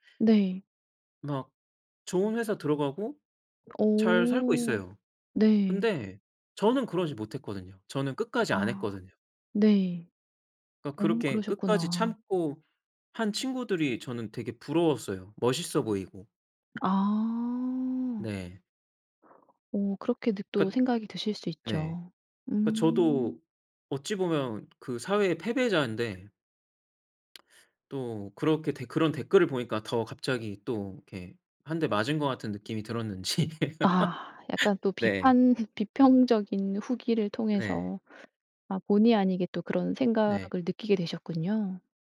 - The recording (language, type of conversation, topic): Korean, podcast, 최근에 본 영화 중 가장 인상 깊었던 건 뭐예요?
- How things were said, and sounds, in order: tapping; lip smack; laughing while speaking: "들었는지"